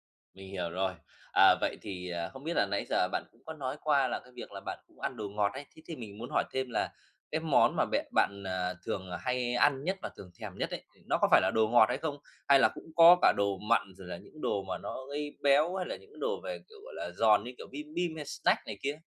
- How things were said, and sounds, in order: other background noise; in English: "snack"
- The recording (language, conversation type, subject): Vietnamese, advice, Làm sao để kiểm soát cơn thèm ăn vặt hằng ngày?